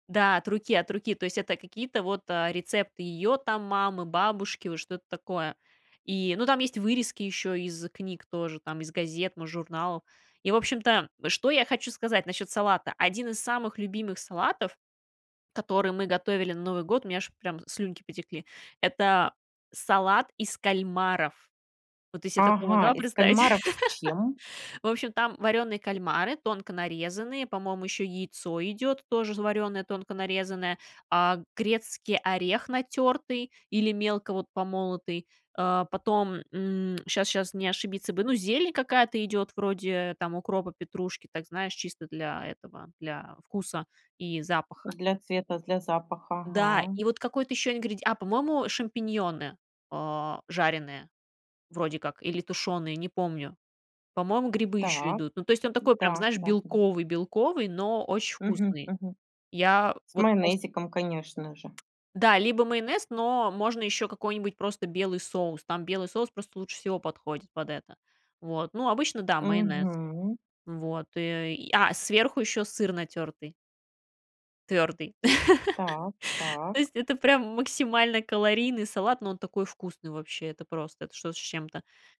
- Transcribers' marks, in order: laugh; tapping; laugh
- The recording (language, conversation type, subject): Russian, podcast, Как ваша семья отмечает Новый год и есть ли у вас особые ритуалы?